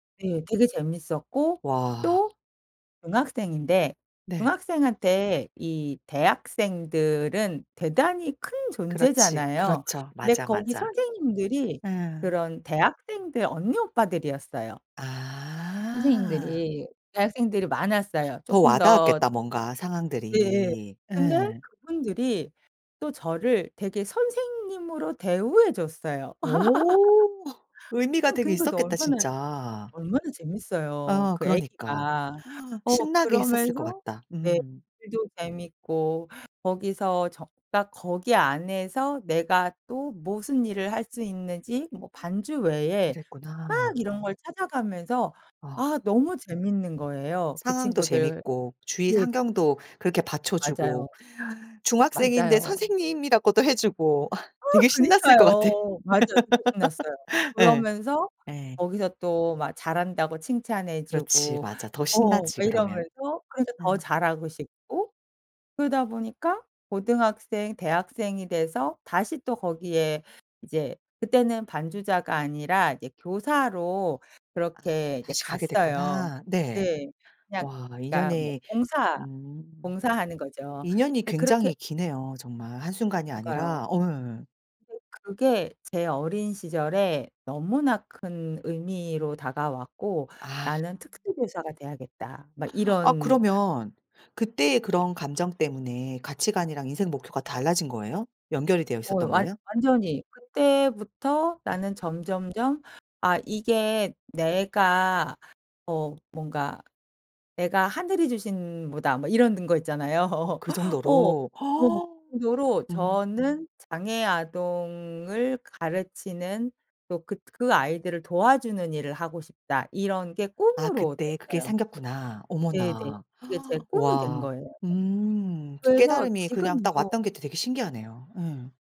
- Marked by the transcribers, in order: tapping; other background noise; laugh; gasp; laugh; laugh; gasp; laugh; gasp; gasp
- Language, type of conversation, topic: Korean, podcast, 지금 하고 계신 일이 본인에게 의미가 있나요?